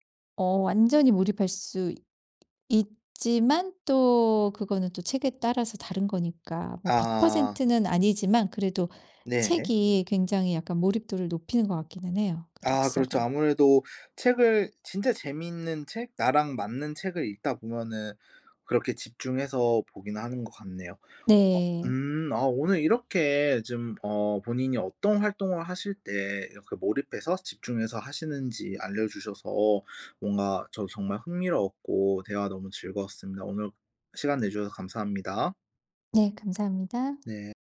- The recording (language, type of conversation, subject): Korean, podcast, 어떤 활동을 할 때 완전히 몰입하시나요?
- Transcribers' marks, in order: tapping